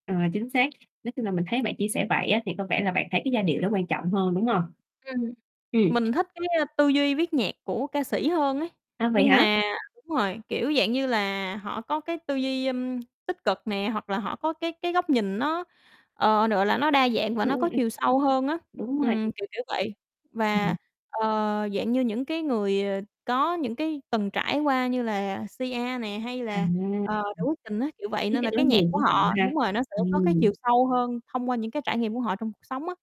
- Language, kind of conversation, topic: Vietnamese, podcast, Bạn ưu tiên nghe nhạc quốc tế hay nhạc Việt hơn?
- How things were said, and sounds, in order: other background noise; distorted speech; lip smack; tapping